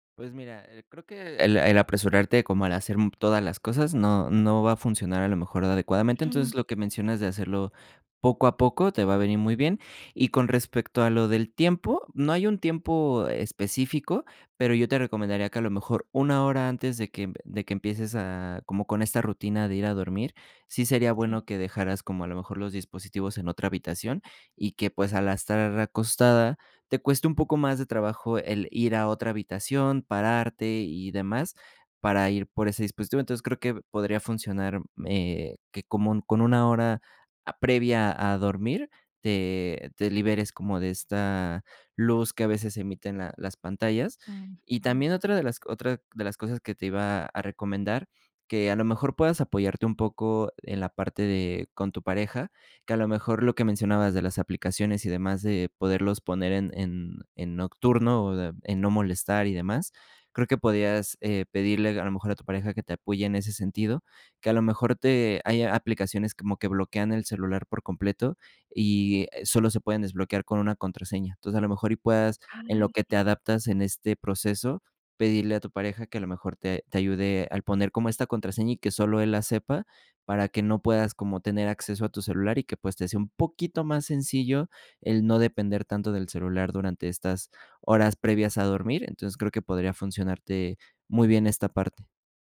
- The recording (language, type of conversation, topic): Spanish, advice, ¿Cómo puedo manejar el insomnio por estrés y los pensamientos que no me dejan dormir?
- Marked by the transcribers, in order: none